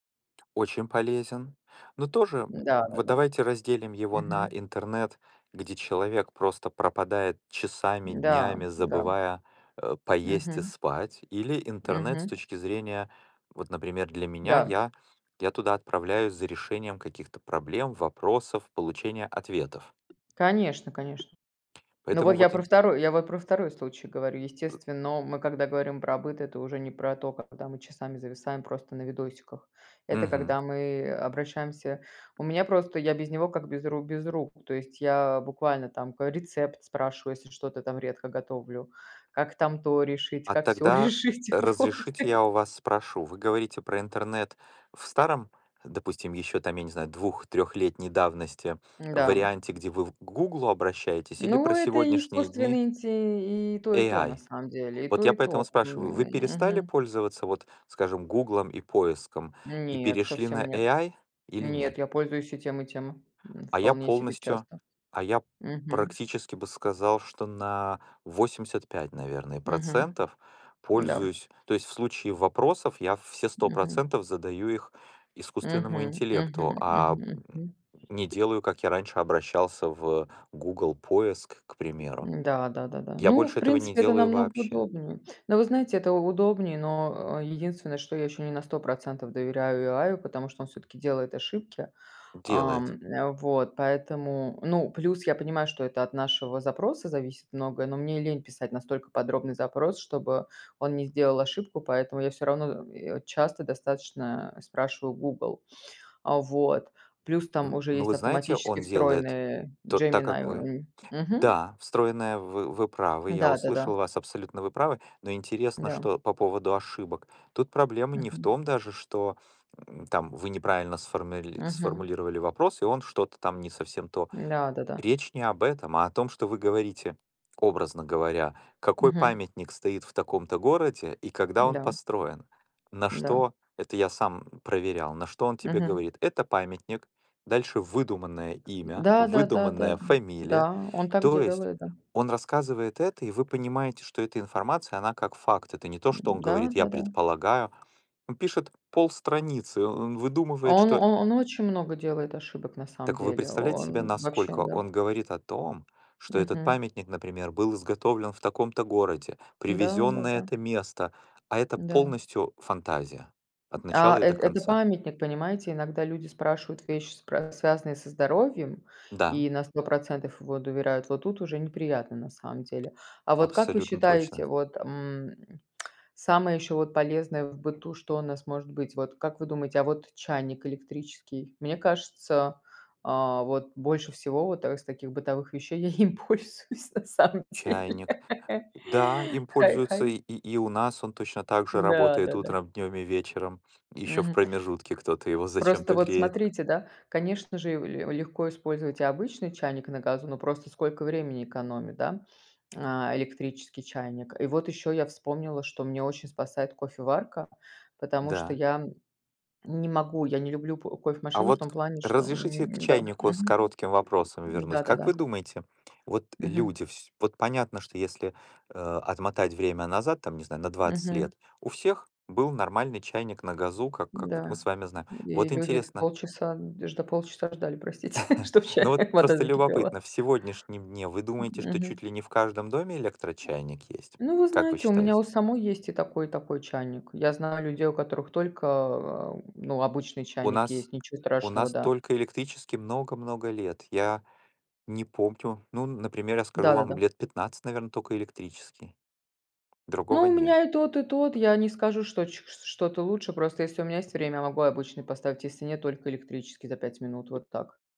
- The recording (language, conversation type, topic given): Russian, unstructured, Какие технологии вы считаете самыми полезными в быту?
- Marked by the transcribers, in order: other background noise; tapping; other noise; laughing while speaking: "как сё решить, вот"; background speech; grunt; tsk; laughing while speaking: "я им пользуюсь на самом деле"; unintelligible speech; laugh; laughing while speaking: "чтоб к чаю"; chuckle